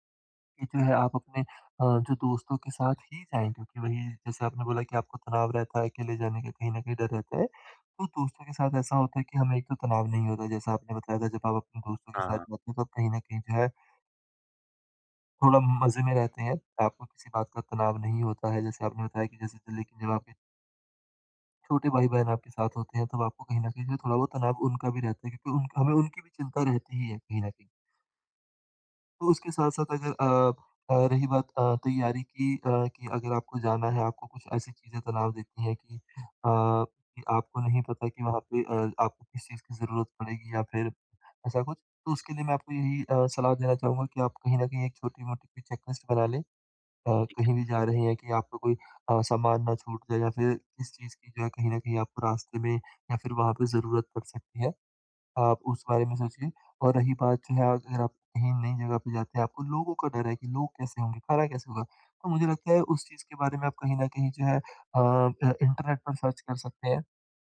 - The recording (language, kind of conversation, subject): Hindi, advice, यात्रा से पहले तनाव कैसे कम करें और मानसिक रूप से कैसे तैयार रहें?
- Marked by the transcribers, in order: unintelligible speech; in English: "चेक लिस्ट"; tapping; in English: "सर्च"